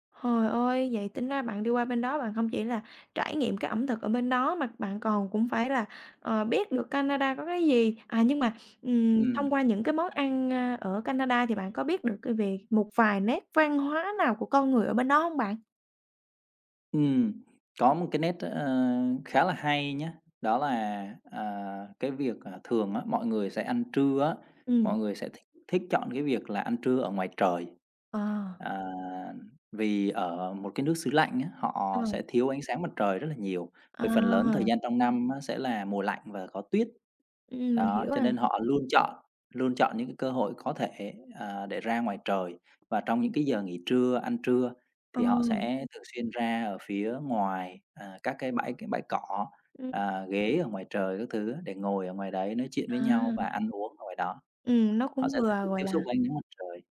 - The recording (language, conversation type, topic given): Vietnamese, podcast, Bạn có thể kể về một kỷ niệm ẩm thực đáng nhớ của bạn không?
- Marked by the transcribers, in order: other background noise; tapping